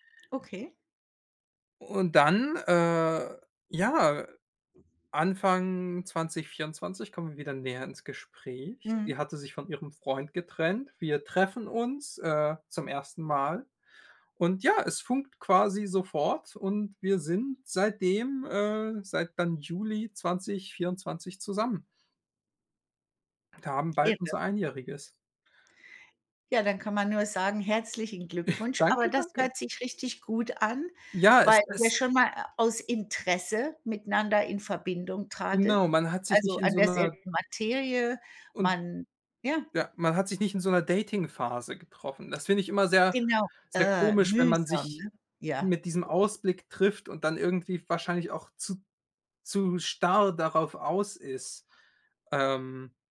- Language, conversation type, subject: German, unstructured, Was schätzt du am meisten an deinem Partner?
- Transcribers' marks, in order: other background noise; chuckle